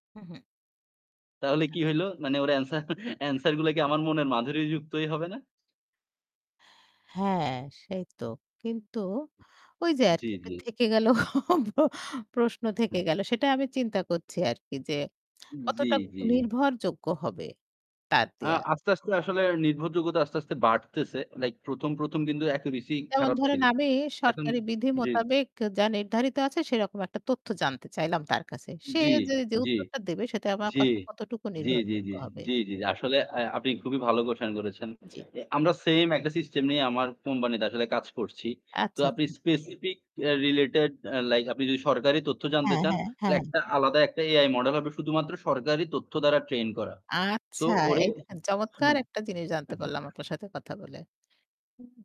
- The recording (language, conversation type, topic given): Bengali, unstructured, আপনি কীভাবে মনে করেন প্রযুক্তি শিক্ষা ব্যবস্থাকে পরিবর্তন করছে?
- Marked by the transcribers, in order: laughing while speaking: "অ্যানসার অ্যানসার গুলো কি আমার মনের মাধুরী যুক্তই হবে না?"; laughing while speaking: "ওই যে আরকি থেকে গেল প্রশ্ন থেকে গেল"; static; other background noise; lip smack; in English: "অ্যাকুরেসি"; in English: "কুয়েসচেন"; in English: "স্পেসিফিক রিলেটেড"; other noise